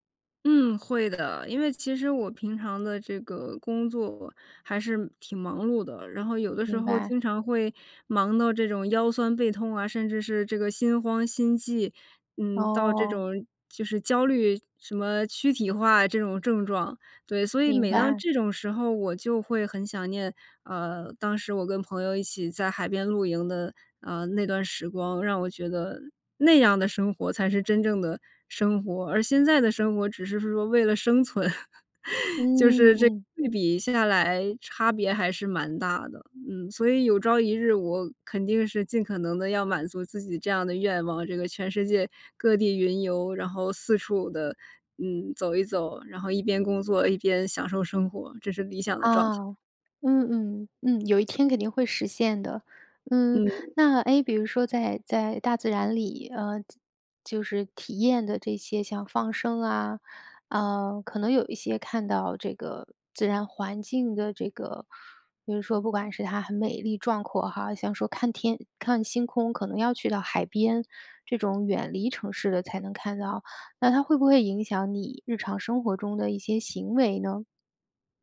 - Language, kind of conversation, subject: Chinese, podcast, 大自然曾经教会过你哪些重要的人生道理？
- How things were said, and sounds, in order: stressed: "那样"; laughing while speaking: "生存"; laugh; other background noise